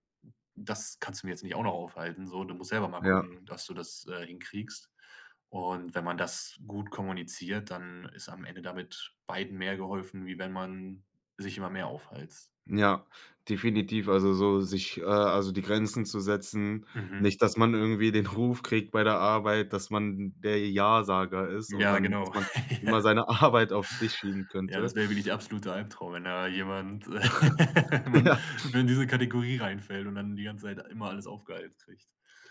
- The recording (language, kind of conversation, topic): German, podcast, Wann sagst du bewusst nein, und warum?
- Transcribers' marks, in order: laughing while speaking: "den"; laugh; laughing while speaking: "Arbeit"; joyful: "Ja, das wäre wirklich der … diese Kategorie reinfällt"; laugh; laughing while speaking: "Ja"; laugh